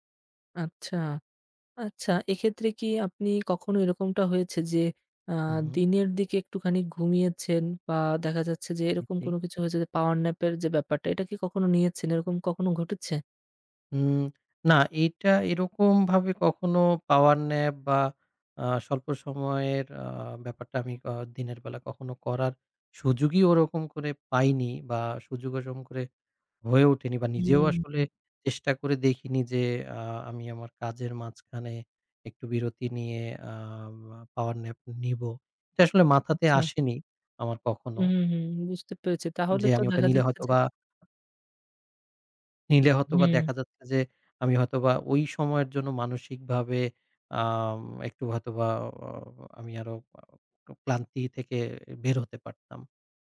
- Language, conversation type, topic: Bengali, advice, ঘুমের ঘাটতি এবং ক্রমাগত অতিরিক্ত উদ্বেগ সম্পর্কে আপনি কেমন অনুভব করছেন?
- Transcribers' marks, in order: other background noise; unintelligible speech; unintelligible speech